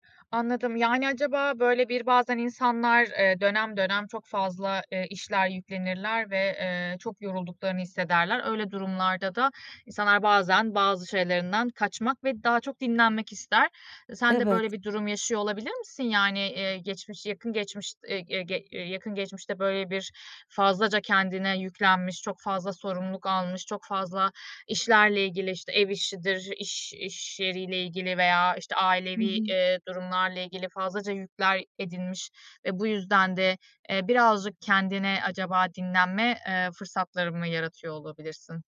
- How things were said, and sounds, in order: none
- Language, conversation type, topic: Turkish, advice, Sürekli erteleme ve son dakika paniklerini nasıl yönetebilirim?